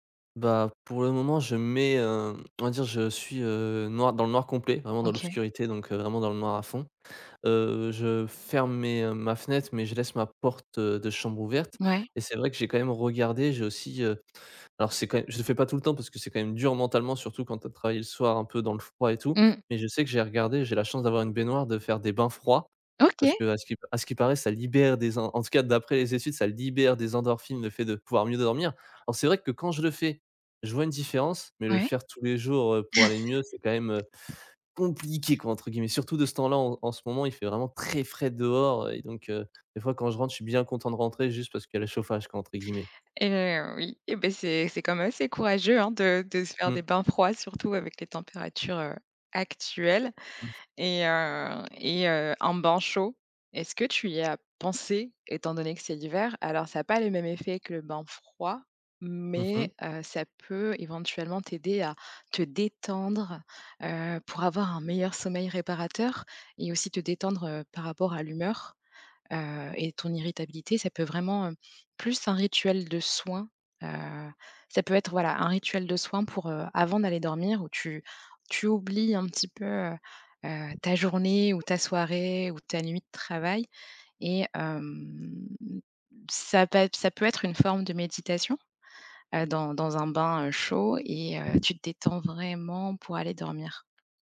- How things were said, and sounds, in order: tapping; other background noise; stressed: "compliqué"; chuckle; stressed: "très"; chuckle; stressed: "détendre"; drawn out: "hem"
- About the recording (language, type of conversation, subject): French, advice, Comment gérer des horaires de sommeil irréguliers à cause du travail ou d’obligations ?